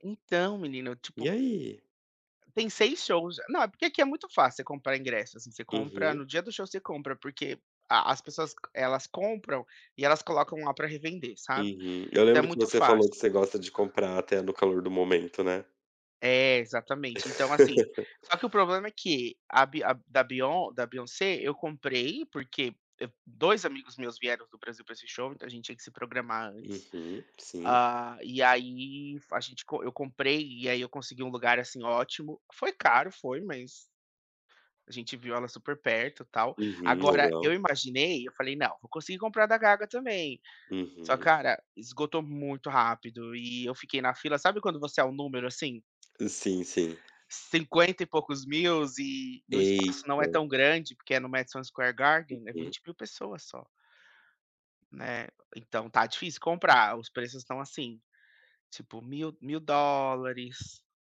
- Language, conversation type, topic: Portuguese, unstructured, Como a música afeta o seu humor no dia a dia?
- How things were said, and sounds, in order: other background noise; laugh; tapping